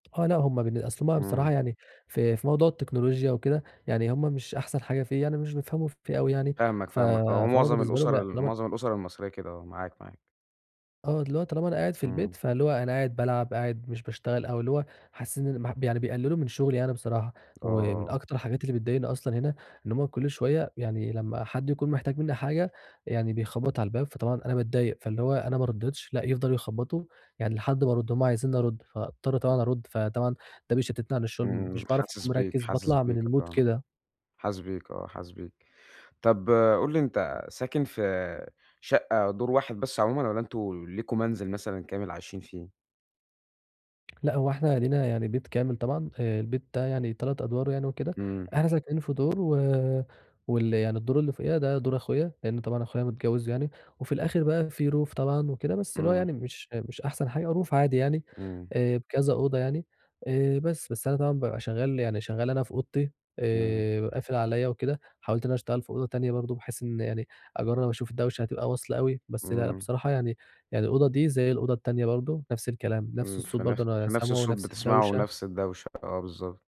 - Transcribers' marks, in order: tapping; unintelligible speech; in English: "الmood"; in English: "roof"; in English: "roof"; other background noise
- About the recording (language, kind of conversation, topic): Arabic, advice, إزاي أجهّز مساحة شغلي عشان تبقى خالية من المشتتات؟